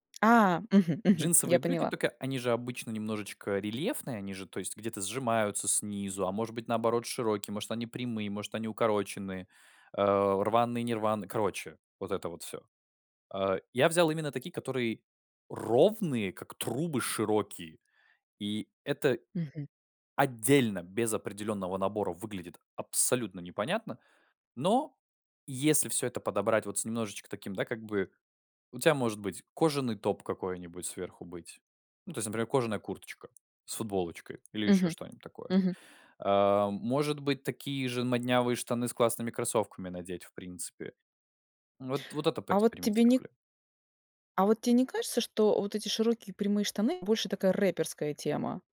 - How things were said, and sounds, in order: tapping; other background noise
- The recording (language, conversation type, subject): Russian, podcast, Испытываешь ли ты давление со стороны окружающих следовать моде?